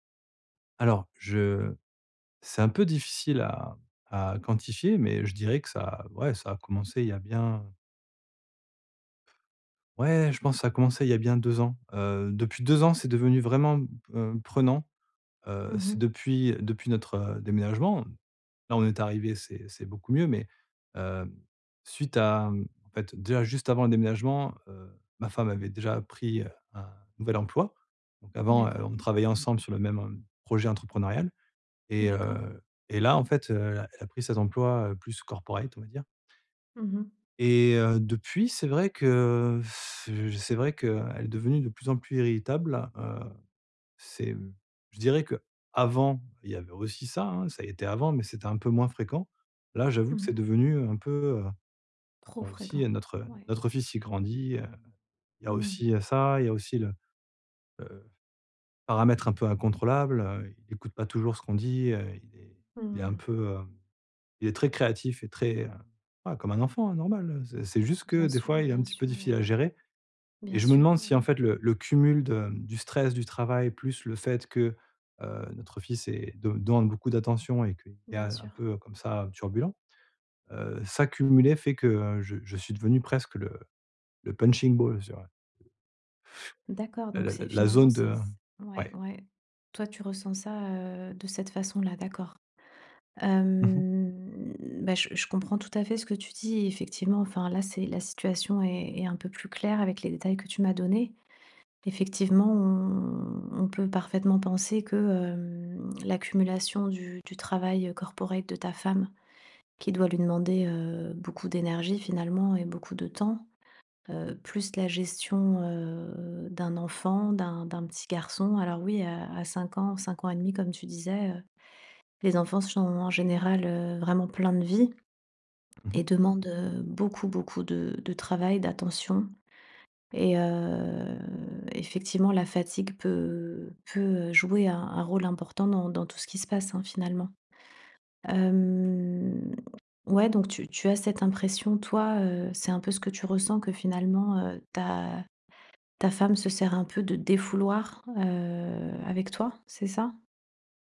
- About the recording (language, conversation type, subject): French, advice, Comment puis-je mettre fin aux disputes familiales qui reviennent sans cesse ?
- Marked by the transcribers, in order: blowing; other background noise; inhale; drawn out: "Hem"; drawn out: "on"; swallow; drawn out: "heu"